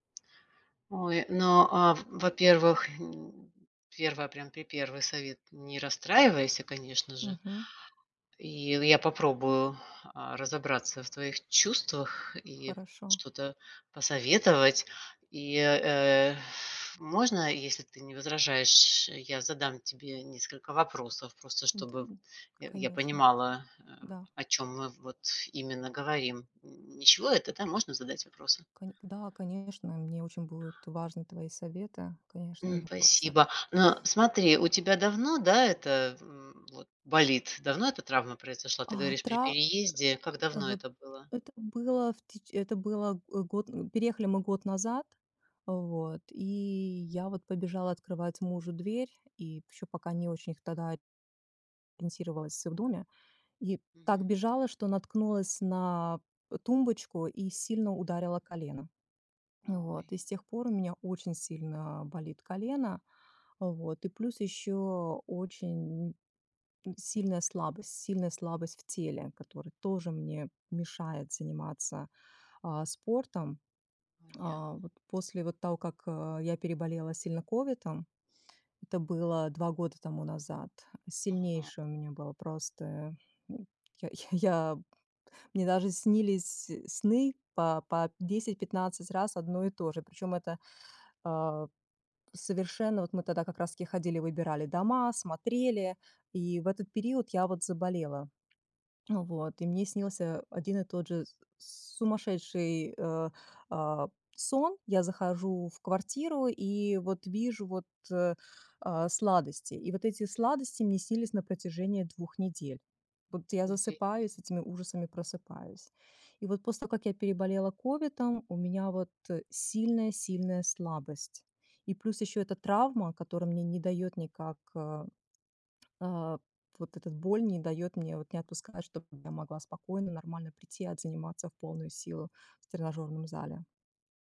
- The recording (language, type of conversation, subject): Russian, advice, Как постоянная боль или травма мешает вам регулярно заниматься спортом?
- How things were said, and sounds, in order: tapping; other noise; other background noise; sniff